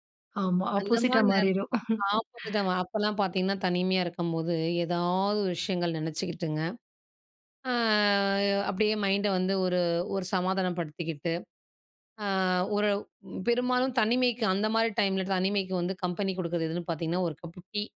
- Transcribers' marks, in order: chuckle; breath
- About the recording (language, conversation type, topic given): Tamil, podcast, நீங்கள் தனிமையாக உணரும்போது என்ன செய்கிறீர்கள்?